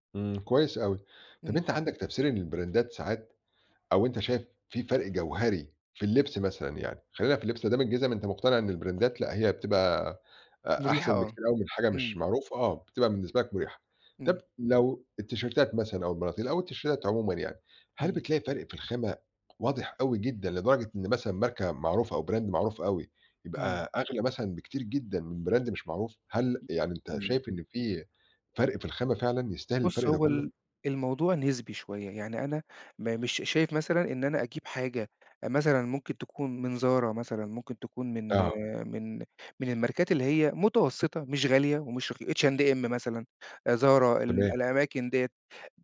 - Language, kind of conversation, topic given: Arabic, podcast, إنت بتميل أكتر إنك تمشي ورا الترندات ولا تعمل ستايلك الخاص؟
- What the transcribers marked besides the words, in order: in English: "البراندات"; in English: "البرندات"; in English: "التيشيرتات"; in English: "التيشيرتات"; in English: "Brand"; in English: "Brand"; tapping